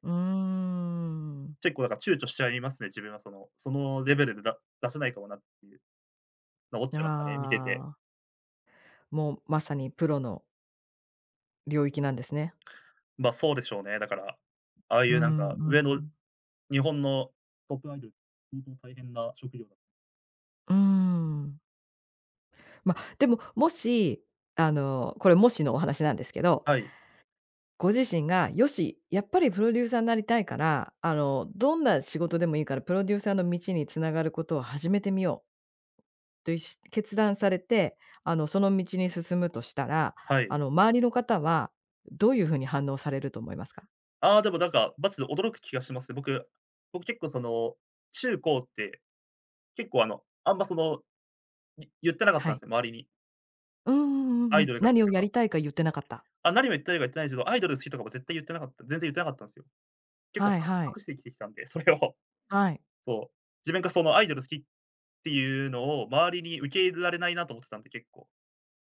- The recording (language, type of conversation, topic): Japanese, podcast, 好きなことを仕事にすべきだと思いますか？
- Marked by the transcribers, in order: tapping; laughing while speaking: "それを"